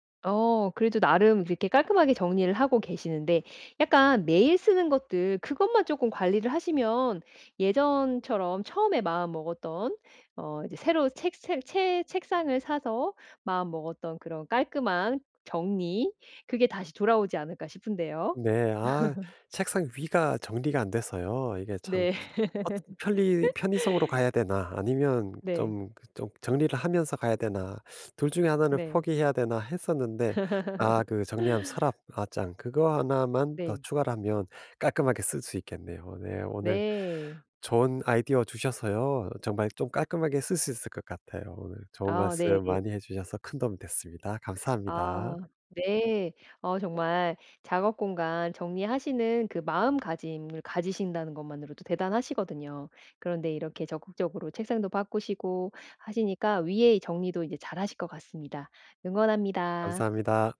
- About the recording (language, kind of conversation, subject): Korean, advice, 작업 공간을 깔끔하게 정리하려면 어디서부터 어떻게 시작해야 할까요?
- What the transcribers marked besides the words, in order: other background noise; laugh; laugh; tapping; laugh